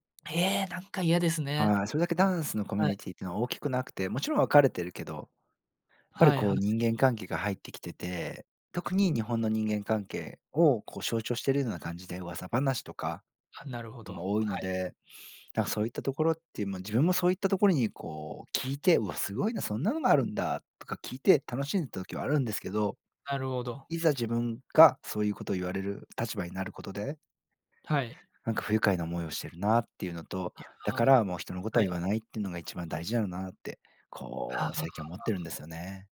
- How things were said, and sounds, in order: none
- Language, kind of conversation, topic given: Japanese, advice, 友情と恋愛を両立させるうえで、どちらを優先すべきか迷ったときはどうすればいいですか？